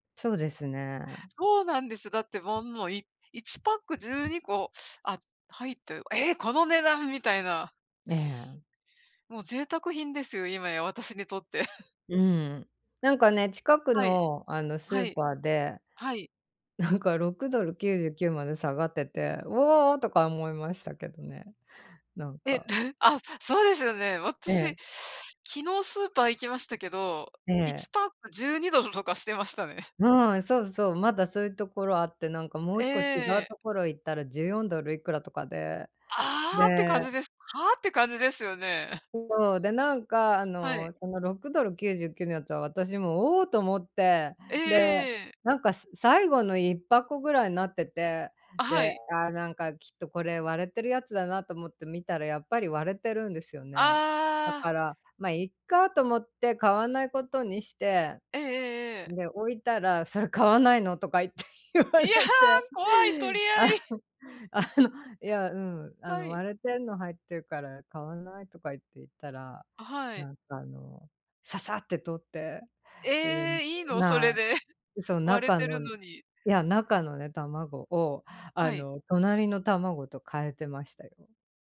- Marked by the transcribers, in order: tapping; other background noise; scoff; teeth sucking; unintelligible speech; joyful: "いや、怖い、取り合い"; laughing while speaking: "言って言われて、 あん"
- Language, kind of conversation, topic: Japanese, unstructured, たまご焼きとオムレツでは、どちらが好きですか？